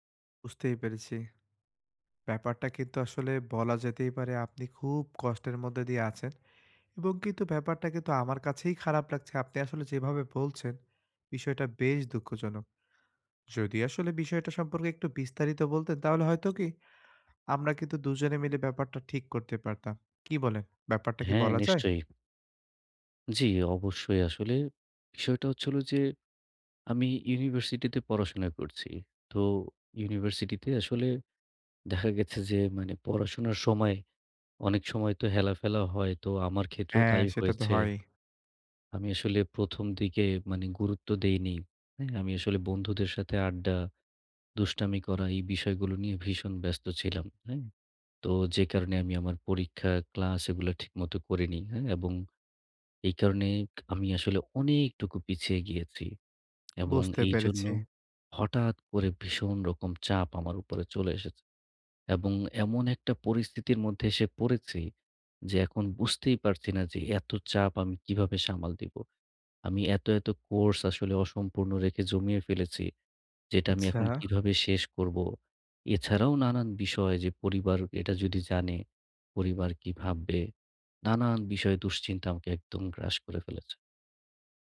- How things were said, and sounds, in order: other background noise; tapping
- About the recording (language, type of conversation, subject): Bengali, advice, চোট বা ব্যর্থতার পর আপনি কীভাবে মানসিকভাবে ঘুরে দাঁড়িয়ে অনুপ্রেরণা বজায় রাখবেন?